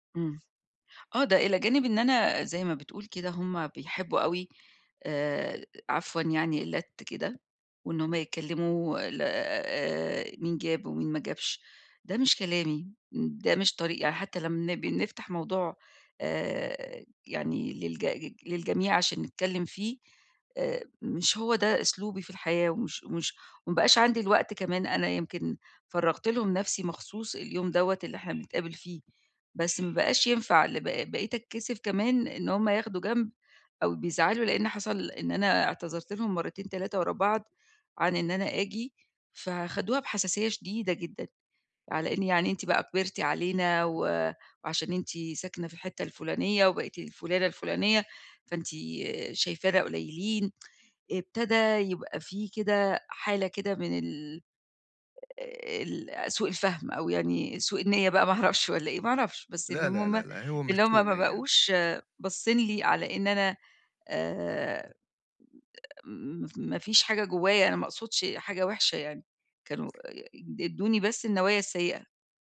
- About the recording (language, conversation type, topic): Arabic, advice, إزاي بتتفكك صداقاتك القديمة بسبب اختلاف القيم أو أولويات الحياة؟
- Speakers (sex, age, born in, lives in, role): female, 55-59, Egypt, Egypt, user; male, 25-29, Egypt, Egypt, advisor
- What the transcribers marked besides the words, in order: horn; tsk; tapping